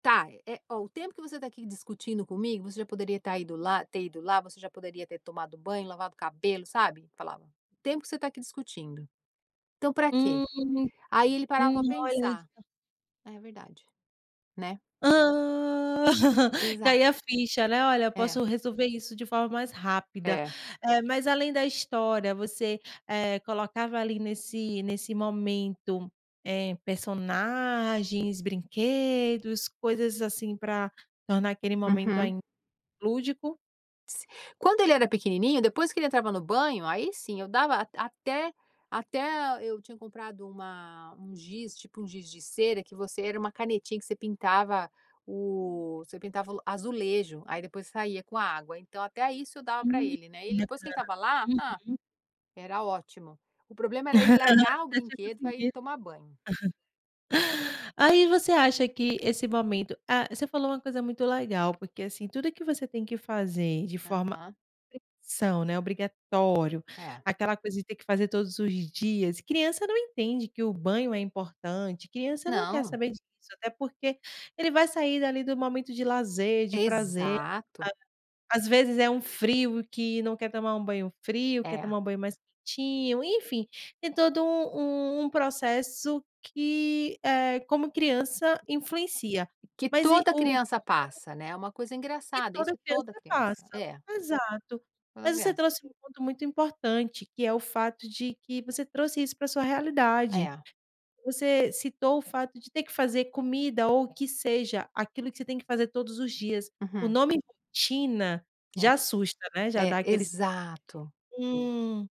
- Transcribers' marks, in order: giggle; other noise; laugh; unintelligible speech
- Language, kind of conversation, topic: Portuguese, podcast, O que você faz para transformar tarefas chatas em uma rotina gostosa?